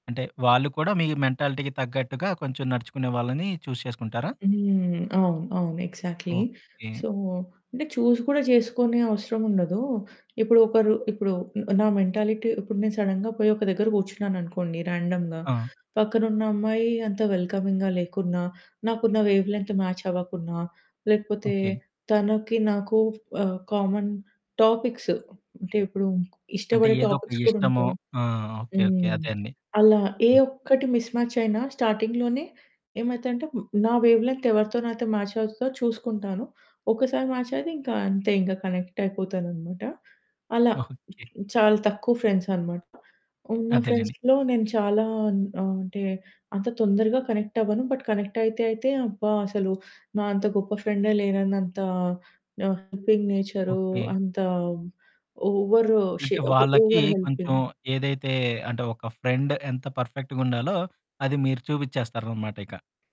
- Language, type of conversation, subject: Telugu, podcast, స్నేహంలో నమ్మకం ఎలా ఏర్పడుతుందని మీరు అనుకుంటున్నారు?
- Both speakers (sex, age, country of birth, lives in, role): female, 30-34, India, India, guest; male, 30-34, India, India, host
- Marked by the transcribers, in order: in English: "మెంటాలిటీకి"; in English: "చూజ్"; other background noise; in English: "ఎగ్జాక్ట్‌లీ. సో"; in English: "మెంటాలిటీ"; in English: "సడెన్‌గా"; in English: "రాండమ్‌గా"; in English: "వెల్కమింగ్‌గా"; in English: "వేవ్ లెంత్ మ్యాచ్"; in English: "కామన్ టాపిక్స్"; static; in English: "టాపిక్స్"; in English: "మిస్‌మ్యాచ్"; in English: "స్టార్టింగ్‌లోనే"; in English: "వేవ్ లెంత్"; in English: "మ్యాచ్"; in English: "మ్యాచ్"; in English: "కనెక్ట్"; chuckle; in English: "ఫ్రెండ్స్"; in English: "ఫ్రెండ్స్‌లో"; in English: "కనెక్ట్"; in English: "బట్ కనెక్ట్"; distorted speech; in English: "హెల్పింగ్"; in English: "ఓవర్ హెల్పింగ్"; in English: "ఫ్రెండ్"; in English: "పర్ఫెక్ట్‌గుండాలో"